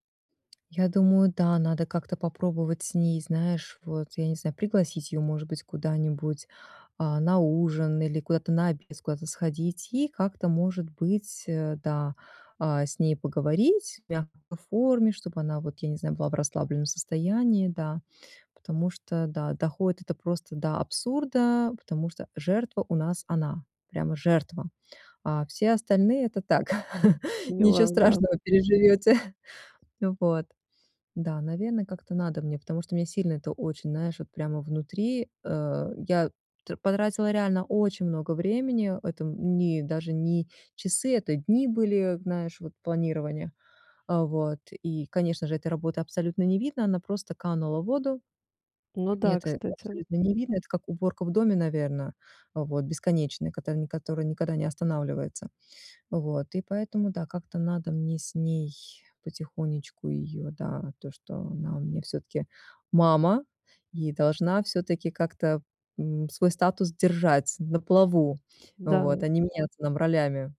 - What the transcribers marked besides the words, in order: tapping; laugh; chuckle
- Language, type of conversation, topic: Russian, advice, Как мне развить устойчивость к эмоциональным триггерам и спокойнее воспринимать критику?